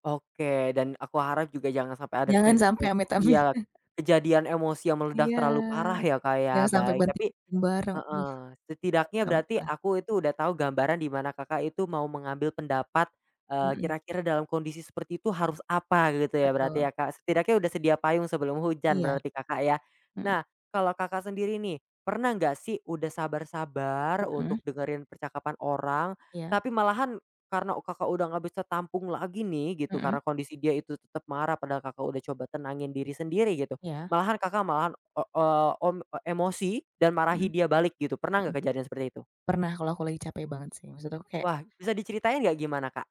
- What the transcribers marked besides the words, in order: laughing while speaking: "amit"
- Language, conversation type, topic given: Indonesian, podcast, Bagaimana kamu menangani percakapan dengan orang yang tiba-tiba meledak emosinya?